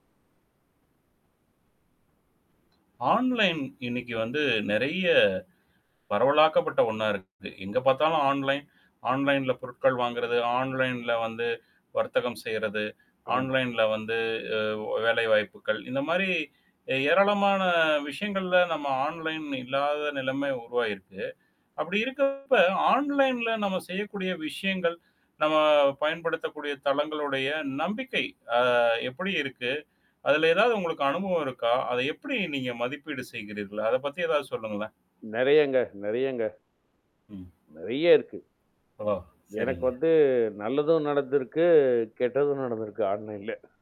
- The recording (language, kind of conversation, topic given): Tamil, podcast, ஆன்லைன் மூலங்களின் நம்பகத்தன்மையை நீங்கள் எப்படி மதிப்பீடு செய்கிறீர்கள்?
- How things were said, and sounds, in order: static; in English: "ஆன்லைன்"; in English: "ஆன்லைன். ஆன்லைன்ல"; in English: "ஆன்லைன்ல"; in English: "ஆன்லைன்ல"; in English: "ஆன்லைன்"; distorted speech; in English: "ஆன்லைன்ல"; other background noise; in English: "ஆன்லைன்ல"; other noise